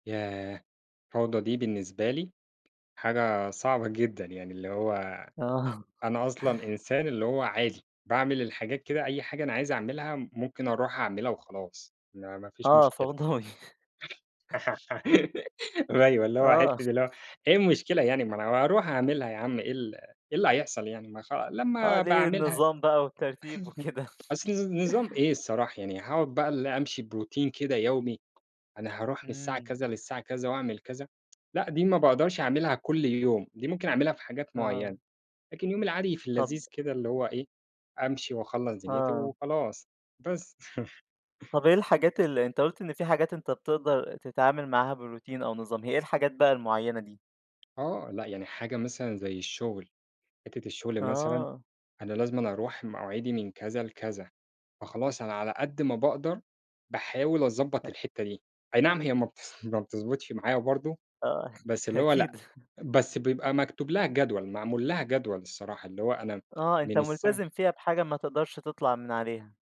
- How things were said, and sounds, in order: tapping; chuckle; other background noise; laugh; laughing while speaking: "اللي هو حِتّة اللي هو"; chuckle; chuckle; laughing while speaking: "وكده"; chuckle; in English: "بروتين"; tsk; chuckle; chuckle; laughing while speaking: "أكيد"; chuckle
- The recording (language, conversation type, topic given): Arabic, podcast, إزاي بتتعامل مع لخبطة اليوم من غير ما تتوتر؟
- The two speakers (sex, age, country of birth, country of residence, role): male, 20-24, Egypt, Egypt, host; male, 25-29, Egypt, Egypt, guest